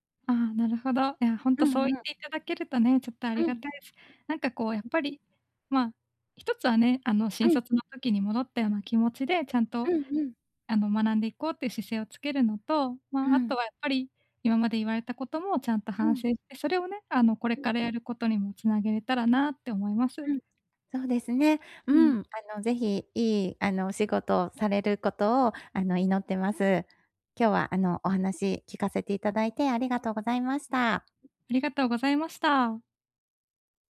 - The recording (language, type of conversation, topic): Japanese, advice, どうすれば批判を成長の機会に変える習慣を身につけられますか？
- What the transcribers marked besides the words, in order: unintelligible speech; tapping